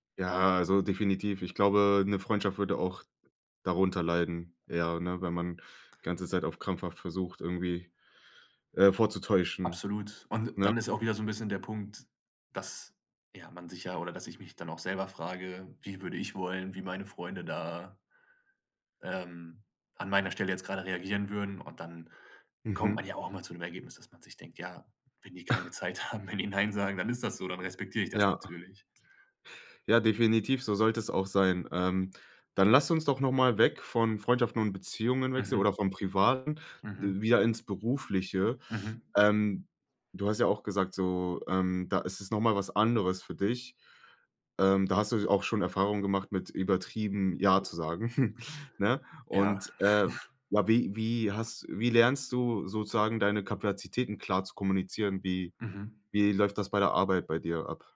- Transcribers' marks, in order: laughing while speaking: "haben"; other noise; chuckle
- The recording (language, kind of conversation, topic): German, podcast, Wann sagst du bewusst nein, und warum?